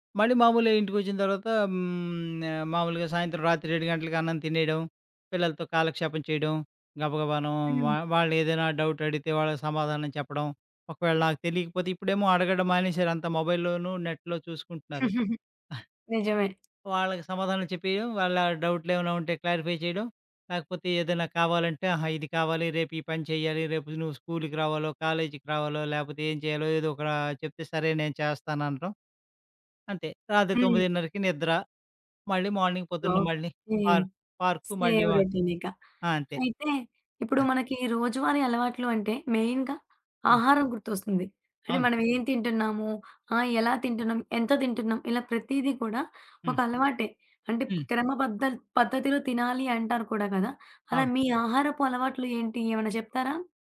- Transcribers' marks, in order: other background noise; in English: "మొబైల్‌లోను, నెట్‌లో"; giggle; tapping; in English: "క్లారిఫై"; in English: "సేమ్"; in English: "మార్నింగ్"; in English: "మెయిన్‌గా"
- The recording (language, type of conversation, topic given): Telugu, podcast, రోజువారీ పనిలో ఆనందం పొందేందుకు మీరు ఏ చిన్న అలవాట్లు ఎంచుకుంటారు?